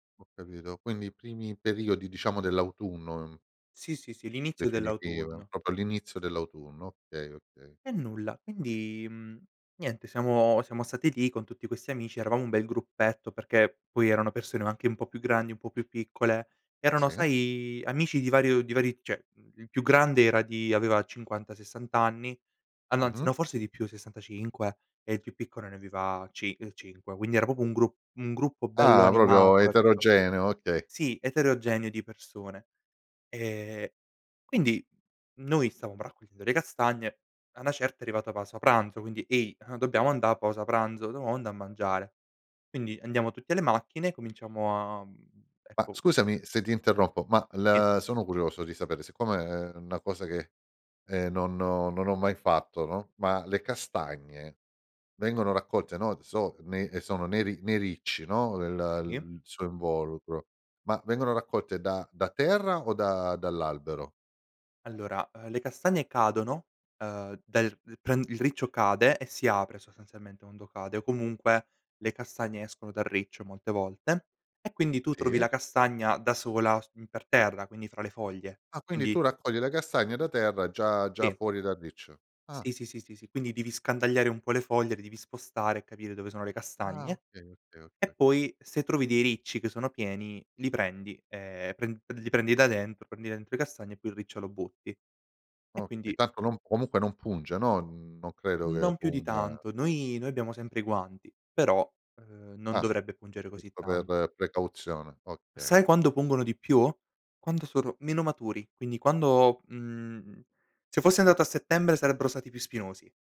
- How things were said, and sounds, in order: "proprio" said as "propo"; "cioè" said as "ceh"; "proprio" said as "propo"; giggle; "dobbiamo" said as "dovamo"
- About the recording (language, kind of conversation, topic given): Italian, podcast, Raccontami un’esperienza in cui la natura ti ha sorpreso all’improvviso?